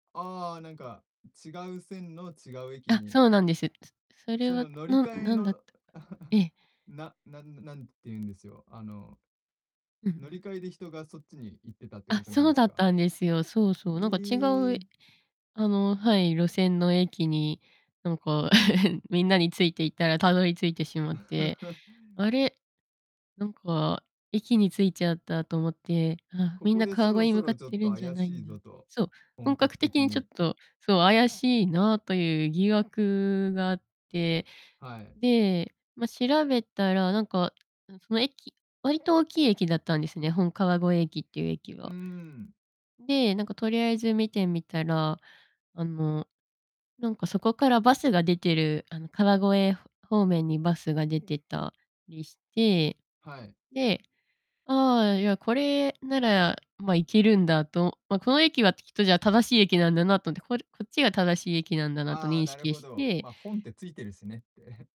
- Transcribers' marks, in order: distorted speech; laugh; laugh; laugh; laughing while speaking: "って"
- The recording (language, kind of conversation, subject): Japanese, podcast, 旅先での失敗から学んだ教訓はありますか？